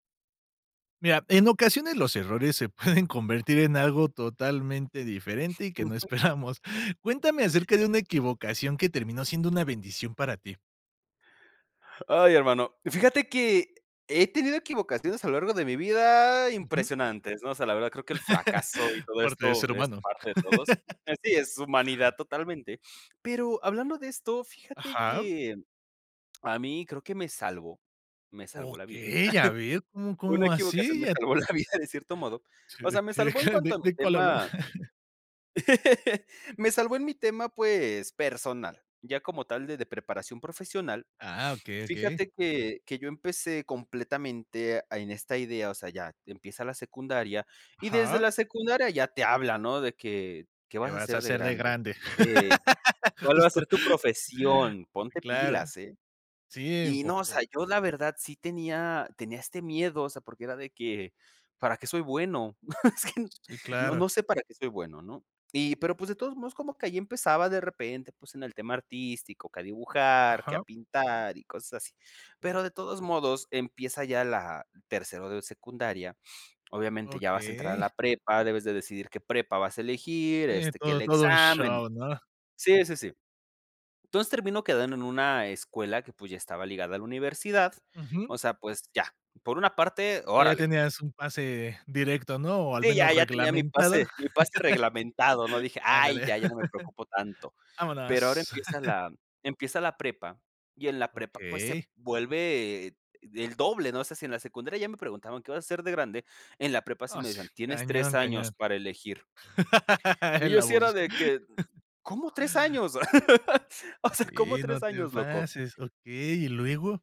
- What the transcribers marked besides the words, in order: laughing while speaking: "pueden"; other background noise; laughing while speaking: "esperamos"; tapping; chuckle; laugh; chuckle; laughing while speaking: "salvó la vida"; laughing while speaking: "qué"; chuckle; laugh; laugh; chuckle; chuckle; chuckle; laugh; chuckle; surprised: "¿Cómo tres años?"; laugh
- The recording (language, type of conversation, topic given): Spanish, podcast, ¿Un error terminó convirtiéndose en una bendición para ti?